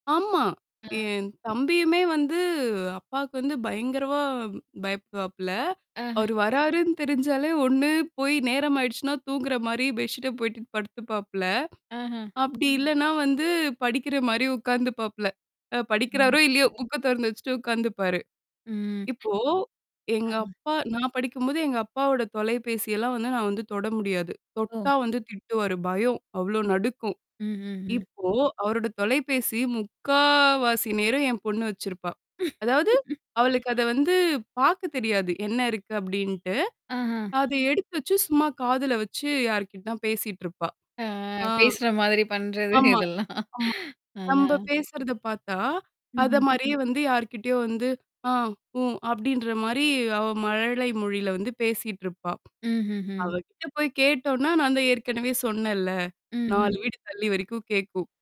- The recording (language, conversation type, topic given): Tamil, podcast, அந்த நபரை நினைத்து இன்னும் சிரிப்பு வரும் ஒரு தருணத்தை சொல்ல முடியுமா?
- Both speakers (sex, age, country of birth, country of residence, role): female, 25-29, India, India, guest; female, 30-34, India, India, host
- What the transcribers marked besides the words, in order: static; drawn out: "வந்து"; "பயங்கரமா" said as "பயங்கரவா"; mechanical hum; in English: "பெட்ஷிட்ட"; other background noise; distorted speech; drawn out: "முக்காவாசி"; chuckle; laughing while speaking: "பண்றது இதெல்லாம்"; tapping